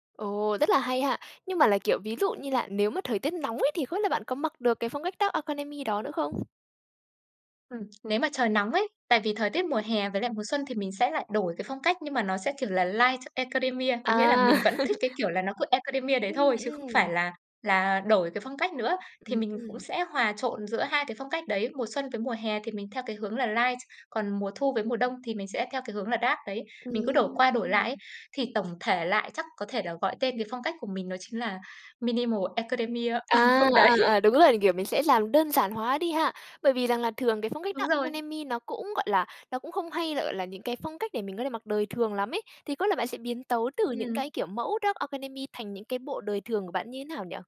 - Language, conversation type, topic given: Vietnamese, podcast, Bạn thường lấy cảm hứng về phong cách từ đâu?
- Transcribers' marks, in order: other background noise; laugh; laughing while speaking: "ừ, ừ, đấy"; tapping